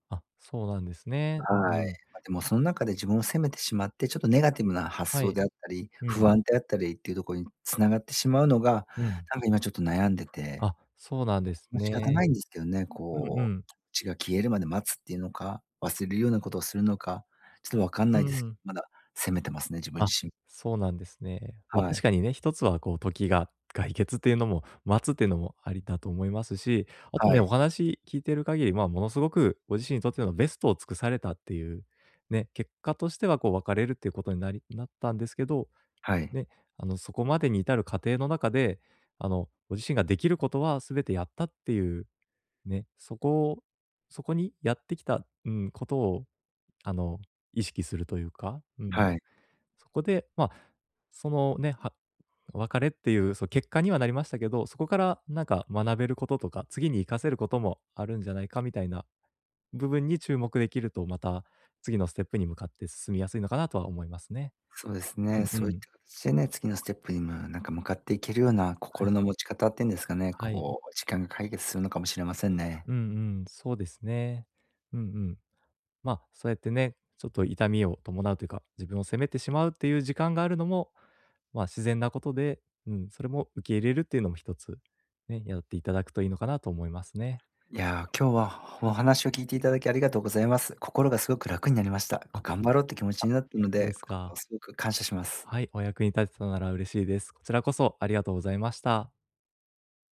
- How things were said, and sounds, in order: none
- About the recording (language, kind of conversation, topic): Japanese, advice, どうすれば自分を責めずに心を楽にできますか？